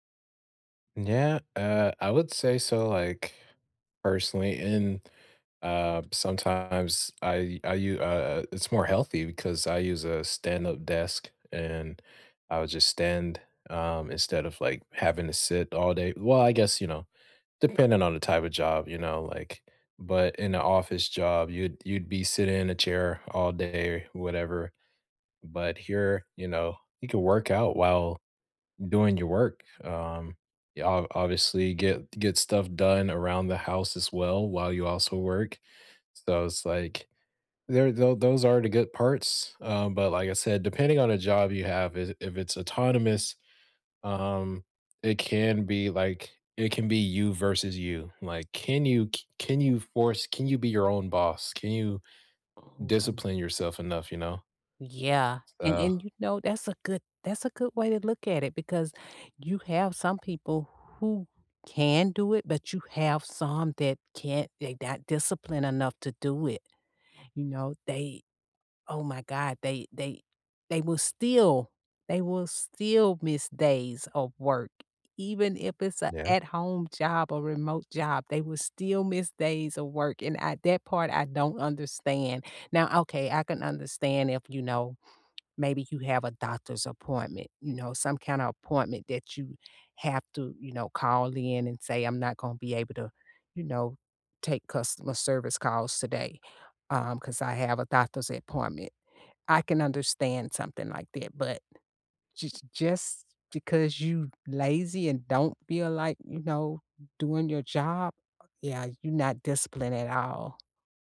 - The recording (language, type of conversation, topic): English, unstructured, What do you think about remote work becoming so common?
- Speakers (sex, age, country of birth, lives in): female, 55-59, United States, United States; male, 20-24, United States, United States
- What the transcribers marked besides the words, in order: tapping; other background noise